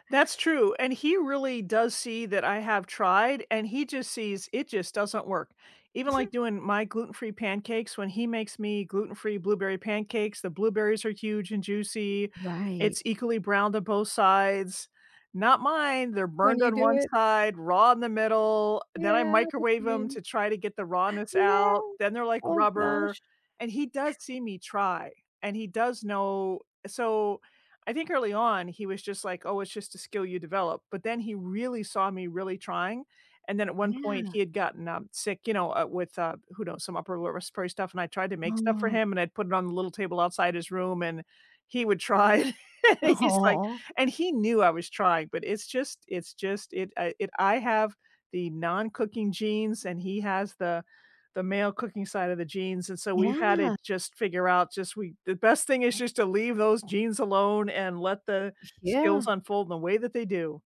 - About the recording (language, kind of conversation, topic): English, unstructured, Which meal instantly feels like home to you, and what memories, people, or places make it special?
- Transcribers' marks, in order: chuckle; laughing while speaking: "Aw!"; laughing while speaking: "try"; laugh; other background noise